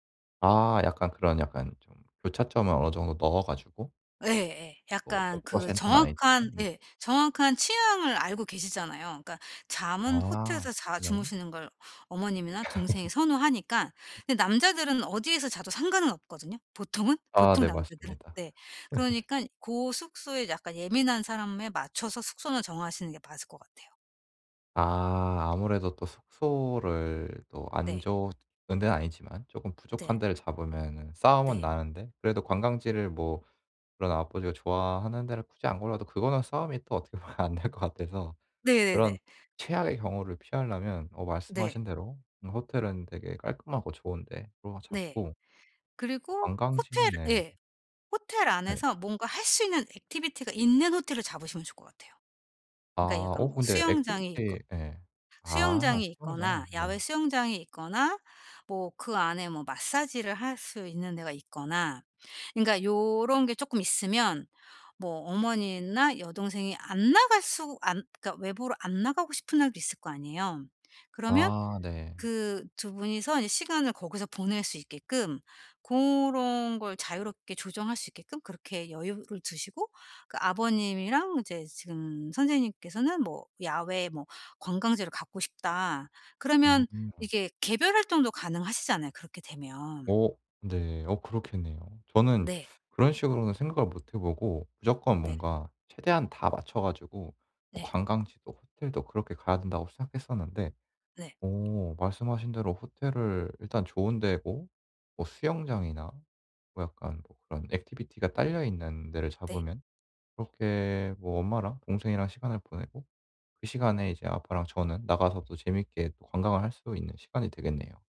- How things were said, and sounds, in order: laugh; other background noise; laugh; laughing while speaking: "보면"
- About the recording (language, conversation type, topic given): Korean, advice, 여행 예산을 어떻게 세우고 계획을 효율적으로 수립할 수 있을까요?